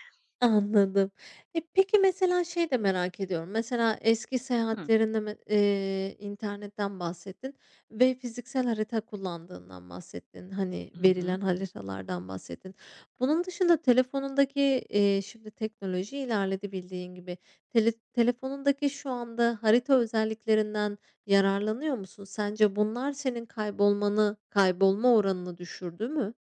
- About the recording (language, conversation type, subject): Turkish, podcast, Yolda kaybolduğun bir anı paylaşır mısın?
- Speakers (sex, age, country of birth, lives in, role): female, 35-39, Turkey, Greece, guest; female, 35-39, Turkey, Spain, host
- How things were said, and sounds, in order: none